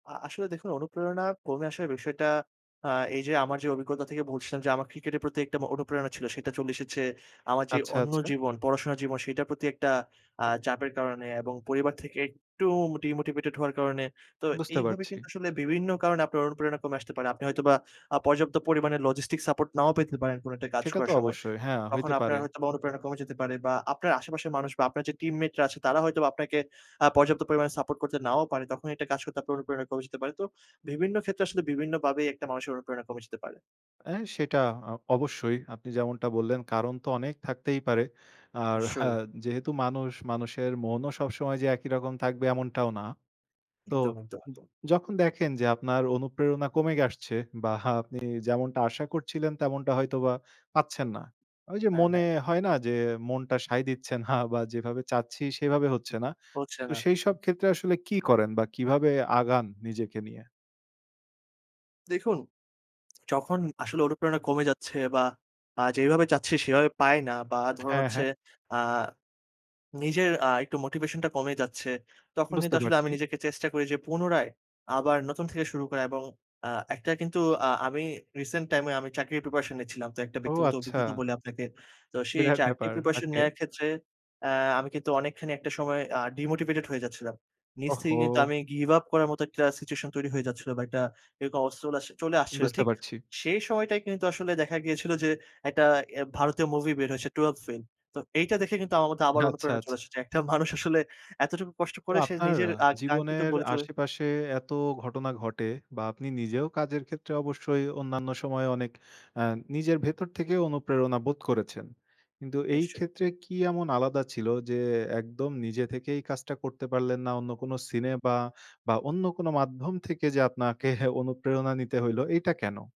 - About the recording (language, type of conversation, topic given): Bengali, podcast, অনুপ্রেরণা কম থাকলে আপনি কী করেন?
- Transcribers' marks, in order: in English: "মোটিভেটেড"; in English: "লজিস্টিক সাপোর্ট"; laughing while speaking: "বা"; laughing while speaking: "বা"; other background noise; in English: "ডিমোটিভেটেড"; in English: "গিভ আপ"; in English: "সিচুয়েশন"; laughing while speaking: "মানুষ আসলে"